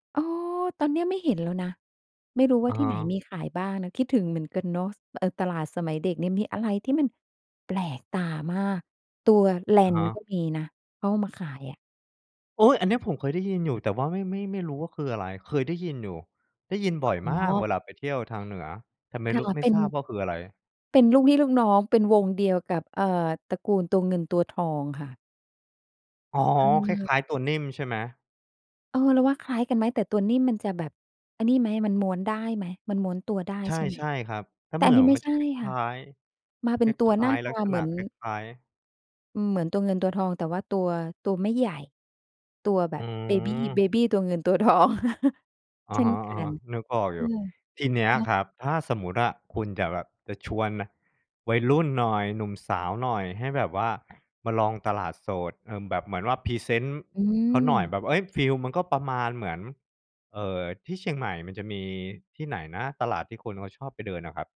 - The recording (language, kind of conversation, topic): Thai, podcast, ตลาดสดใกล้บ้านของคุณมีเสน่ห์อย่างไร?
- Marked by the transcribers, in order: other background noise; laughing while speaking: "ทอง"; chuckle